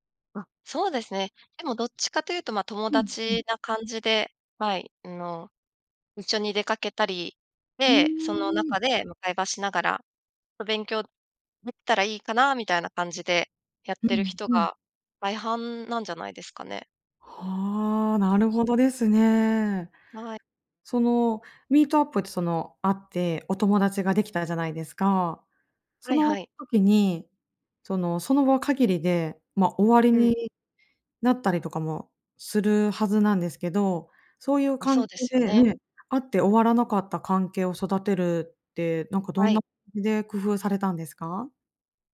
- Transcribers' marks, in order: none
- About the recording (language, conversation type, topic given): Japanese, podcast, 新しい街で友達を作るには、どうすればいいですか？